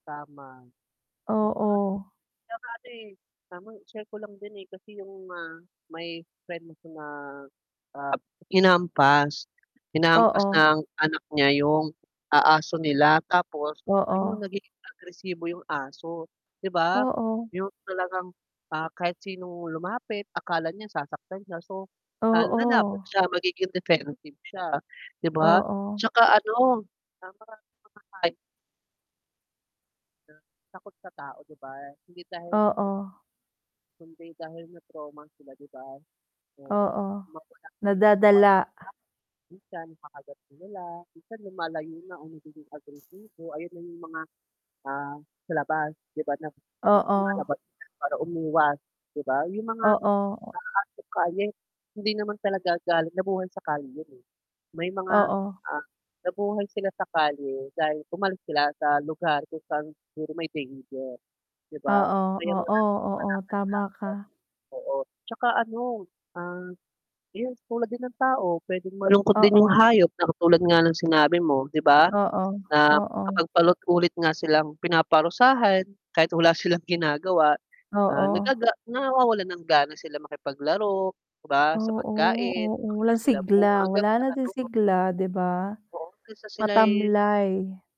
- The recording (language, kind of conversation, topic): Filipino, unstructured, Bakit may mga tao pa ring gumagamit ng malupit na paraan sa pagdidisiplina ng mga hayop?
- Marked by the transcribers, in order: distorted speech; static; unintelligible speech; "paulit" said as "palot"